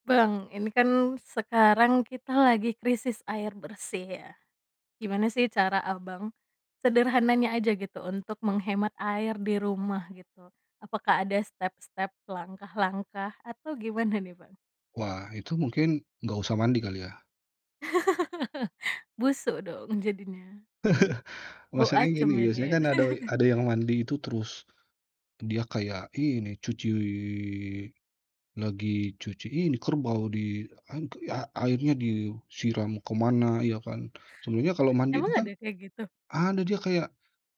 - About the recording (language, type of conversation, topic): Indonesian, podcast, Bagaimana cara praktis dan sederhana menghemat air di rumah?
- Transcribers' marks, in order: laughing while speaking: "gimana"; laugh; laugh; "asem" said as "acem"; laugh